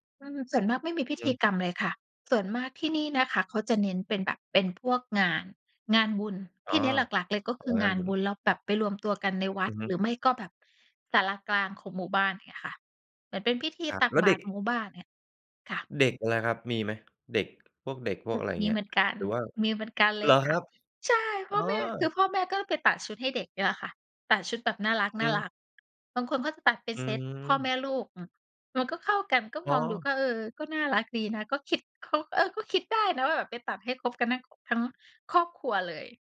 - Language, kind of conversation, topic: Thai, podcast, สไตล์การแต่งตัวของคุณสะท้อนวัฒนธรรมอย่างไรบ้าง?
- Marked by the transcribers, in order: other noise